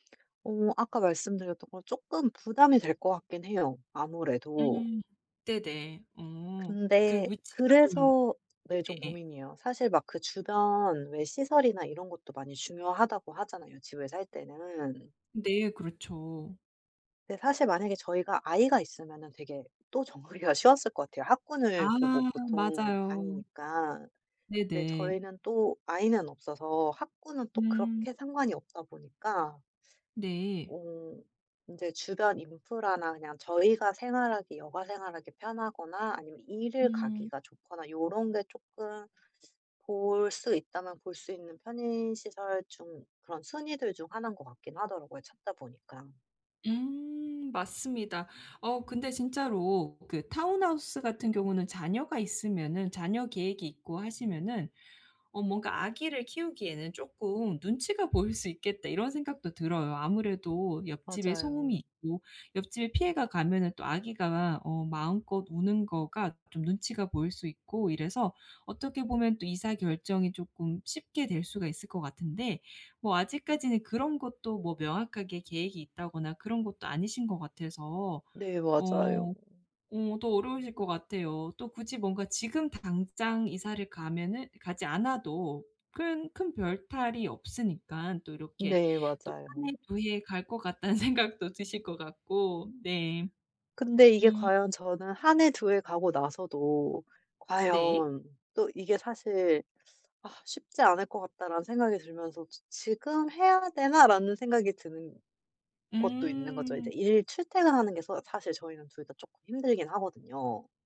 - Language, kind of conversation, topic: Korean, advice, 이사할지 말지 어떻게 결정하면 좋을까요?
- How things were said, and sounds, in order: other background noise; laughing while speaking: "정리가"; in English: "타운하우스"; laughing while speaking: "생각도 드실 것 같고"